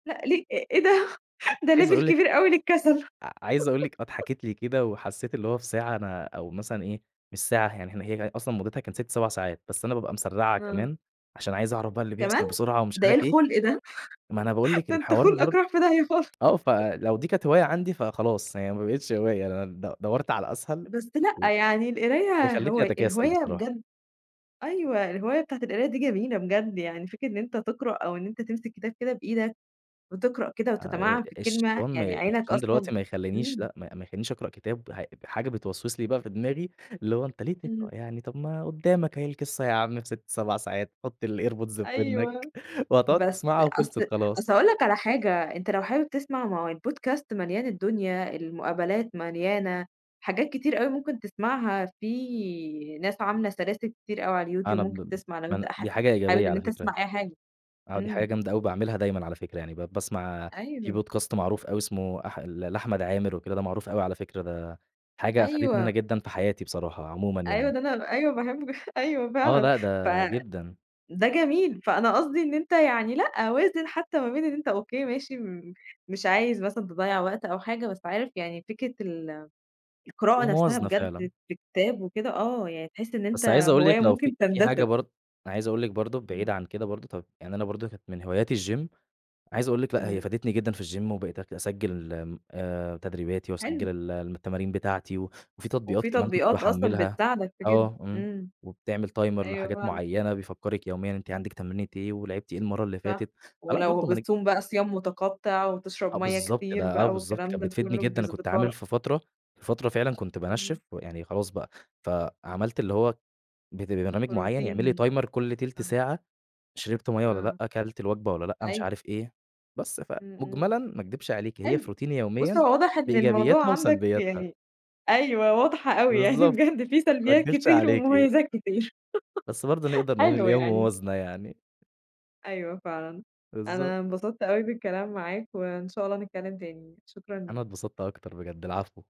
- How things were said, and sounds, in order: laughing while speaking: "ده"; unintelligible speech; in English: "level"; giggle; unintelligible speech; laugh; laughing while speaking: "ده انت خُلقك راح في داهيّة خال"; laugh; tapping; in English: "الAirPods"; in English: "الpodcast"; in English: "Podcast"; laughing while speaking: "أيوه فعلًا"; in English: "الgym"; in English: "الgym"; in English: "timer"; in English: "timer"; in English: "روتيني"; laughing while speaking: "يعني بجد في سلبيات كتير ومميزات كتير، حلو يعني"; laugh
- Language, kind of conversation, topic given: Arabic, podcast, ازاي التكنولوجيا غيّرت روتينك اليومي؟